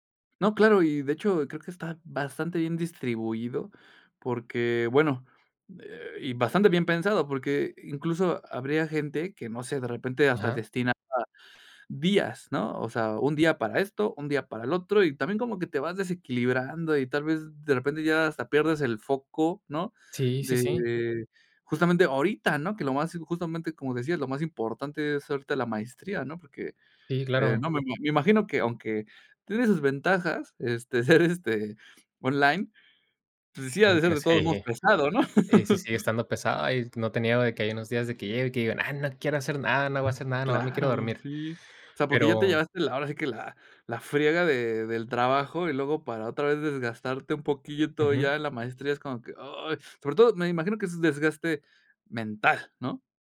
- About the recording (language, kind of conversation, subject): Spanish, podcast, ¿Cómo gestionas tu tiempo entre el trabajo, el estudio y tu vida personal?
- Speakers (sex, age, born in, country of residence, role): male, 25-29, Mexico, Mexico, guest; male, 30-34, Mexico, Mexico, host
- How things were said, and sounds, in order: laugh; tapping